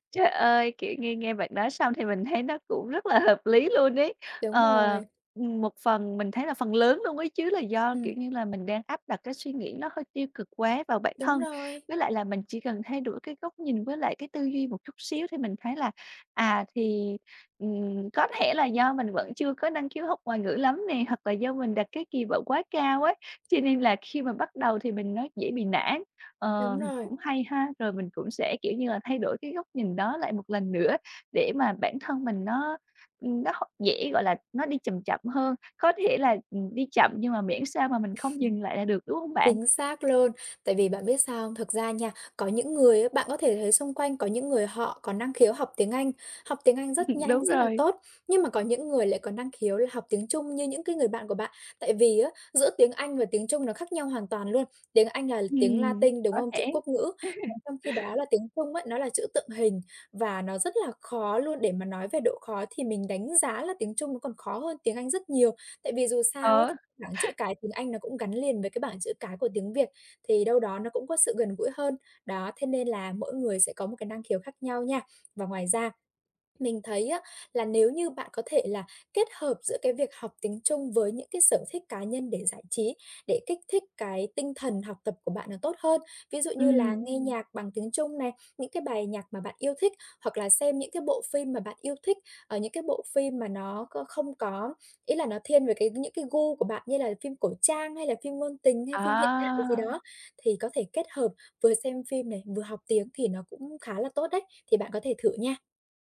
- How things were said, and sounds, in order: other background noise; chuckle; tapping; chuckle; laughing while speaking: "Đúng rồi"; chuckle
- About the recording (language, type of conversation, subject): Vietnamese, advice, Làm sao để kiên trì hoàn thành công việc dù đã mất hứng?